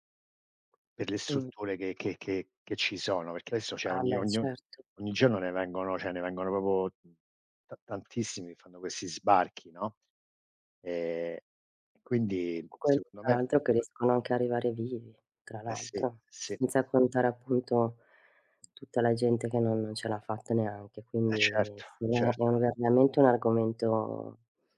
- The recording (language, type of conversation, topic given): Italian, unstructured, Come puoi convincere qualcuno senza imporre la tua opinione?
- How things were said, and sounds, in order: tapping; "cioè" said as "ceh"; "proprio" said as "propo"; "veramente" said as "vernamente"